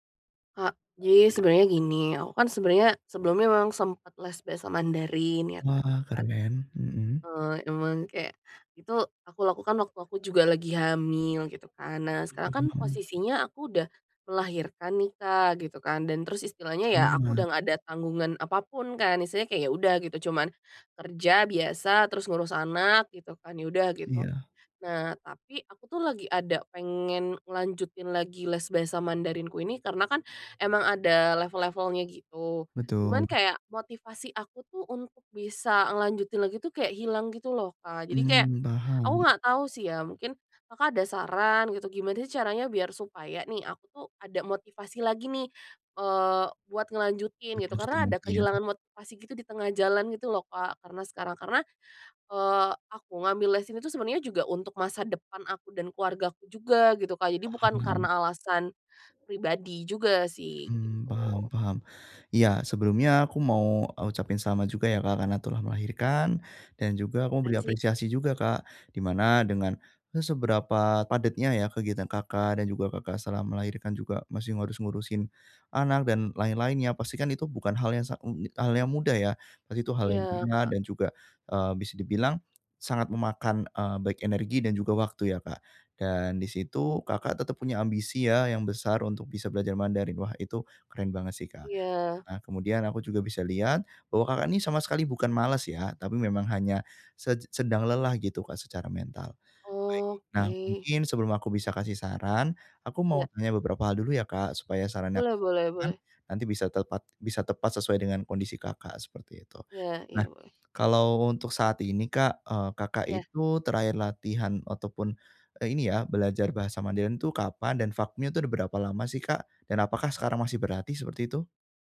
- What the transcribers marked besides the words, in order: other background noise; unintelligible speech; in English: "I see"
- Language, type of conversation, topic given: Indonesian, advice, Apa yang bisa saya lakukan jika motivasi berlatih tiba-tiba hilang?
- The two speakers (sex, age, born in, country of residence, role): female, 25-29, Indonesia, Indonesia, user; male, 25-29, Indonesia, Indonesia, advisor